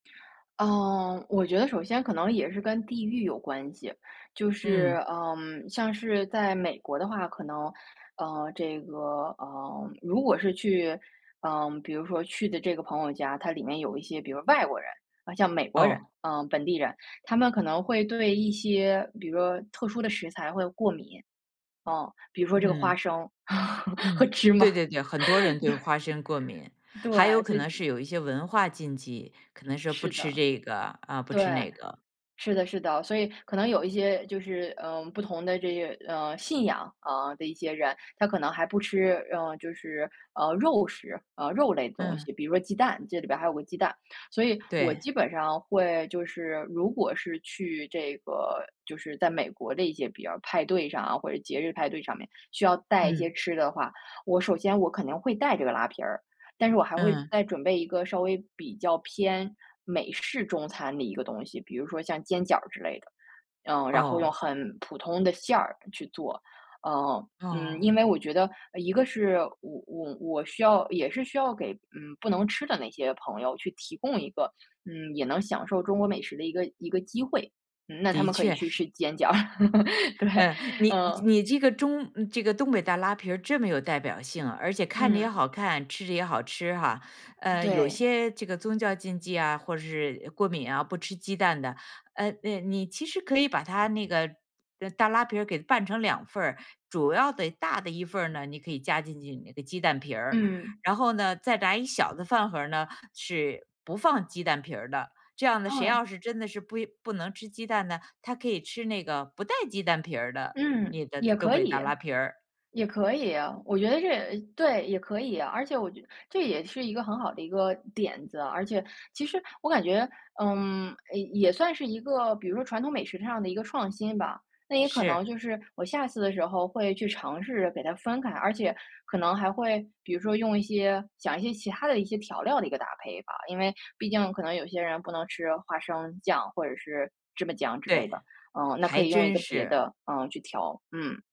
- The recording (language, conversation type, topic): Chinese, podcast, 节日里你通常会做哪些必备菜带去给亲友呢？
- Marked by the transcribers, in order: tapping; laugh; laughing while speaking: "和芝麻，对"; other background noise; chuckle; laughing while speaking: "对，嗯"